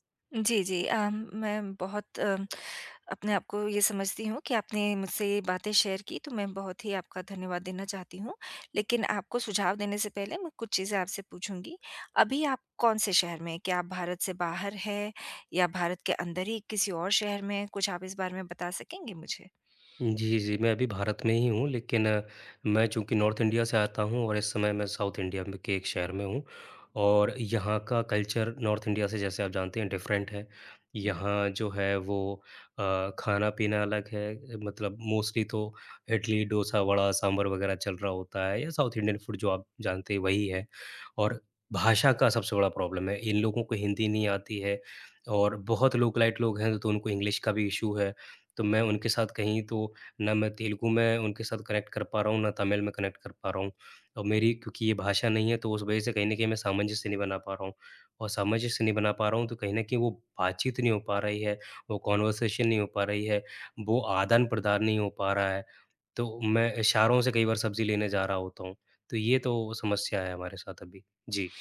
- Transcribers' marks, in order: tapping; in English: "शेयर"; in English: "नॉर्थ इंडिया"; in English: "साउथ इंडिया"; in English: "कल्चर नॉर्थ इंडिया"; in English: "डिफरेंट"; in English: "मोस्टली"; in English: "साउथ इंडियन फूड"; in English: "प्रॉब्लम"; in English: "लोकेलाइट"; in English: "इंग्लिश"; in English: "इशू"; in English: "कनेक्ट"; in English: "कनेक्ट"; in English: "कन्वर्सेशन"
- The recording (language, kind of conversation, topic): Hindi, advice, नए शहर में लोगों से सहजता से बातचीत कैसे शुरू करूँ?